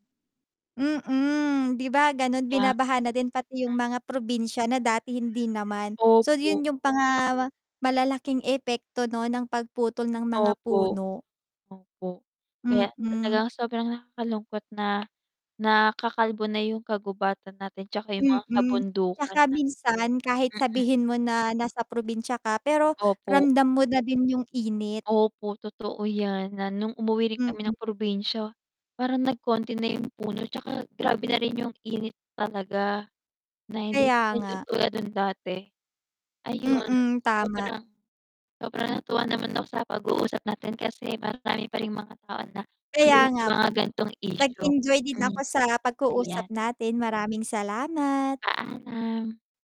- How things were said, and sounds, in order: static; distorted speech; background speech; tapping
- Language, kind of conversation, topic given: Filipino, unstructured, Ano ang masasabi mo sa pagputol ng mga puno para sa pagtatayo ng mga gusali?